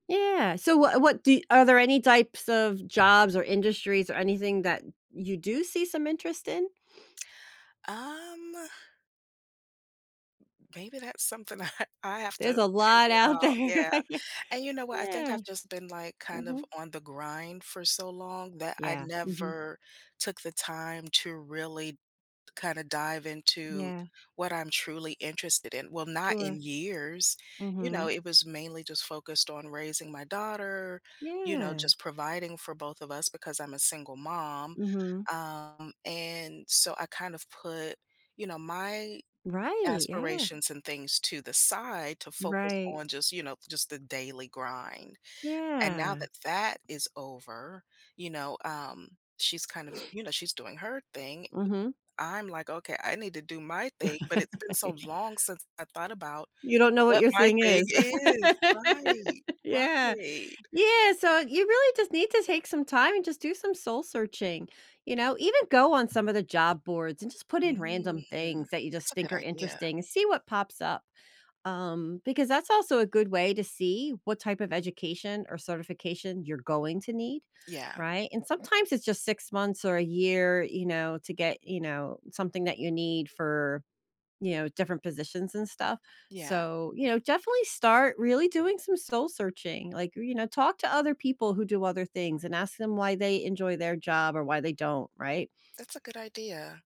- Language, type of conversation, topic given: English, advice, How can I manage stress and make a confident decision about an important choice?
- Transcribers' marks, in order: other background noise; tsk; chuckle; laughing while speaking: "there, yeah"; tapping; laugh; laugh; drawn out: "Mm"